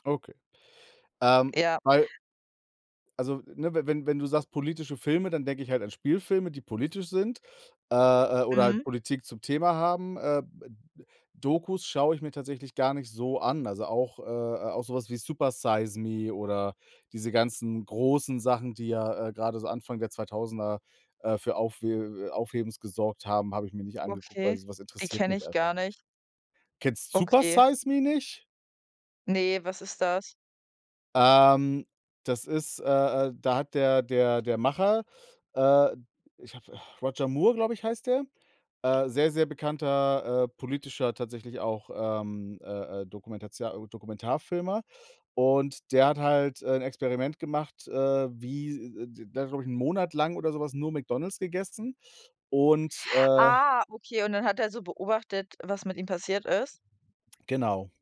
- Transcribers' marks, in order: surprised: "Kennst Supersize Me nicht?"; sigh; other background noise
- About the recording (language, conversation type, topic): German, unstructured, Sollten Filme politisch neutral sein?
- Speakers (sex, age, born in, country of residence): female, 25-29, Germany, Germany; male, 35-39, Germany, Germany